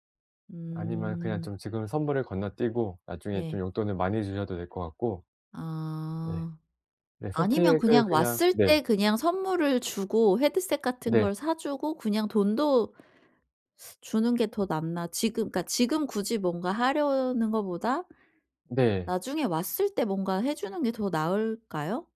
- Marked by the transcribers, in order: tapping
- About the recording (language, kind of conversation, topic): Korean, advice, 선물을 무엇으로 골라야 할지 잘 모르겠는데, 어떻게 고르면 좋을까요?